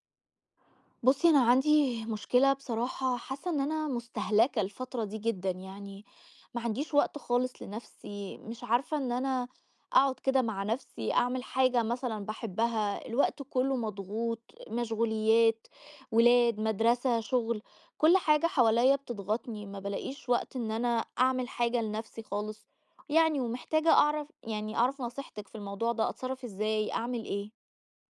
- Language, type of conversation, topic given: Arabic, advice, إزاي ألاقي وقت للهوايات والترفيه وسط الشغل والدراسة والالتزامات التانية؟
- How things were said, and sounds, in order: none